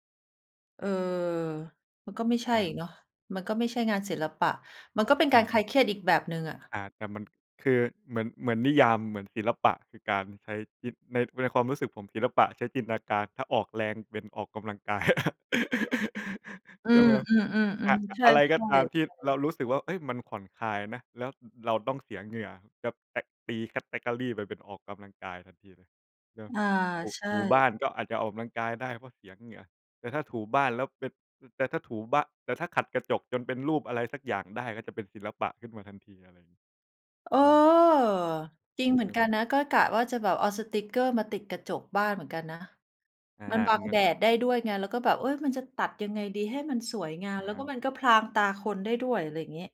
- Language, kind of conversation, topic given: Thai, unstructured, ศิลปะช่วยให้เรารับมือกับความเครียดอย่างไร?
- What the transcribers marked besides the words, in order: laugh; in English: "แคเทอกอรี"